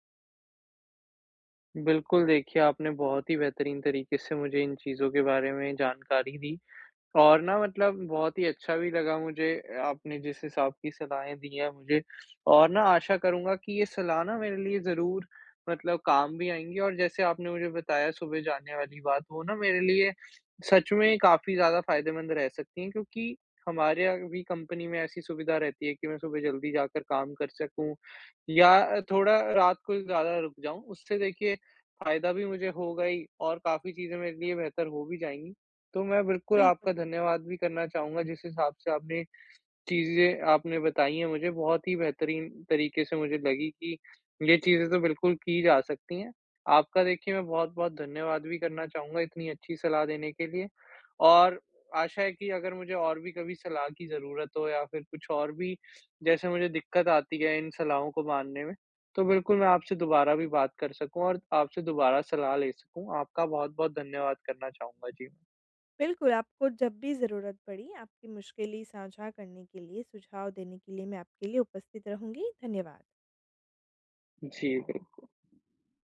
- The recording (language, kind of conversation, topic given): Hindi, advice, साझा जगह में बेहतर एकाग्रता के लिए मैं सीमाएँ और संकेत कैसे बना सकता हूँ?
- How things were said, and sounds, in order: other background noise